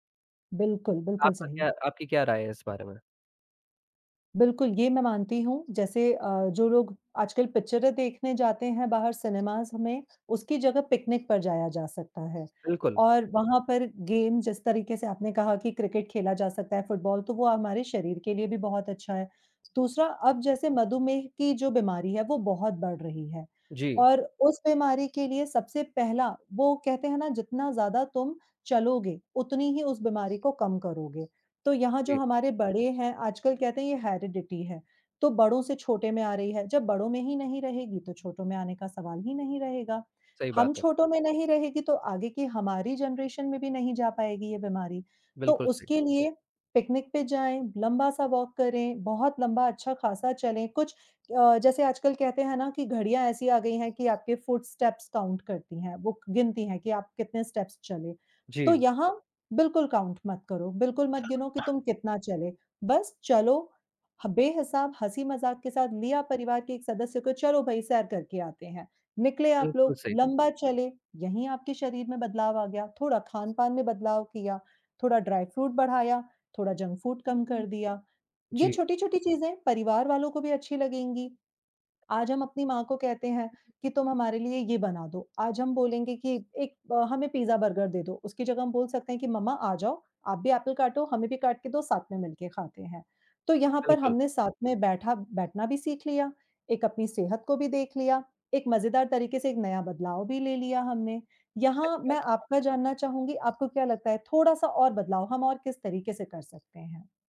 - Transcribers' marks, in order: in English: "सिनेमाज़"; in English: "गेम"; other background noise; in English: "हैरिडिटी"; in English: "जनरेशन"; in English: "वॉक"; in English: "फ़ुट स्टेप्स काउंट"; in English: "स्टेप्स"; in English: "काउंट"; cough; in English: "ड्राई फ्रूट"; in English: "जंक फूड"; unintelligible speech; in English: "एप्पल"; tapping
- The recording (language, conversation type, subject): Hindi, unstructured, हम अपने परिवार को अधिक सक्रिय जीवनशैली अपनाने के लिए कैसे प्रेरित कर सकते हैं?
- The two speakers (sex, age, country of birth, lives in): female, 35-39, India, India; male, 18-19, India, India